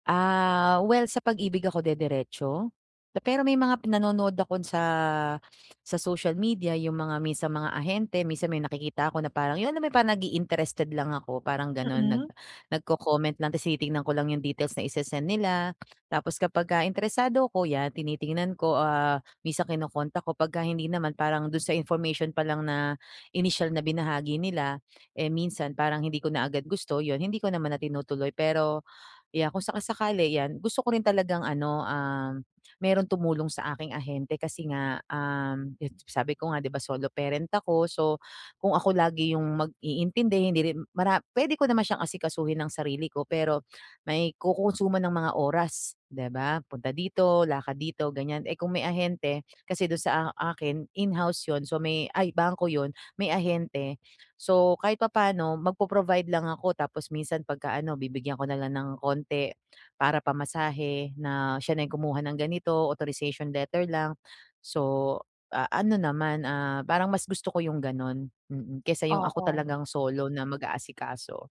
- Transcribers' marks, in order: other background noise
- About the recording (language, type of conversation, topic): Filipino, advice, Paano ko mababalanse ang takot at makakakilos nang buong puso?